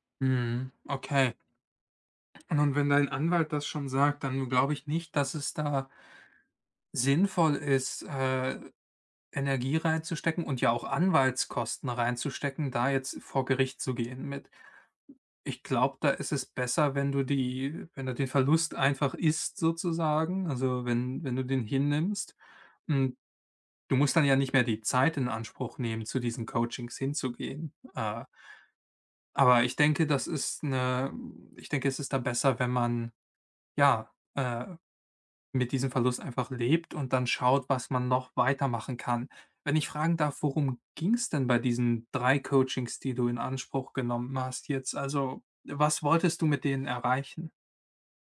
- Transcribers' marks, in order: tapping; other background noise
- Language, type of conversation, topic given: German, advice, Wie kann ich einen Mentor finden und ihn um Unterstützung bei Karrierefragen bitten?